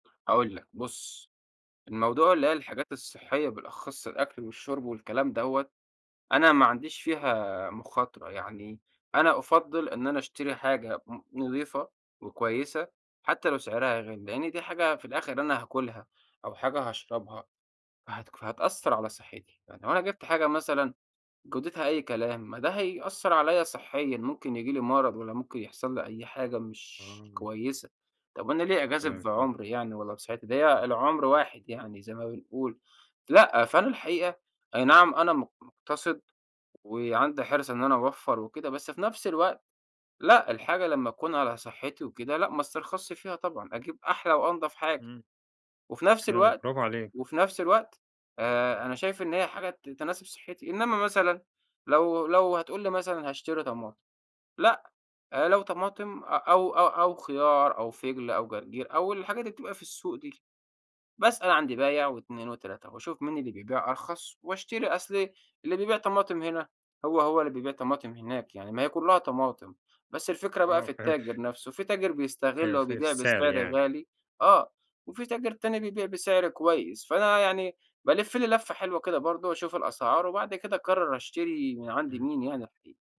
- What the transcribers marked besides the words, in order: laughing while speaking: "فهمت"
- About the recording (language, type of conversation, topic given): Arabic, podcast, إزاي أتسوّق بميزانية معقولة من غير ما أصرف زيادة؟